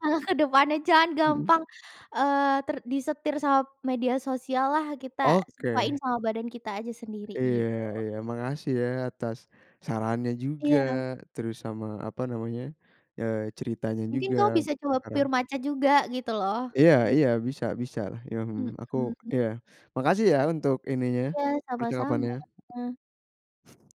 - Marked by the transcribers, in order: tapping; in English: "pure"; other background noise
- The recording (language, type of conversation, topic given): Indonesian, podcast, Bagaimana peran media dalam membentuk standar kecantikan menurutmu?